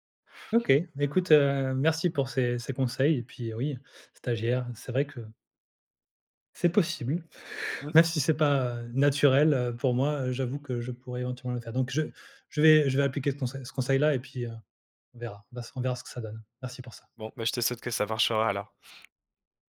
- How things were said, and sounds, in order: none
- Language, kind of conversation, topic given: French, advice, Comment votre mode de vie chargé vous empêche-t-il de faire des pauses et de prendre soin de vous ?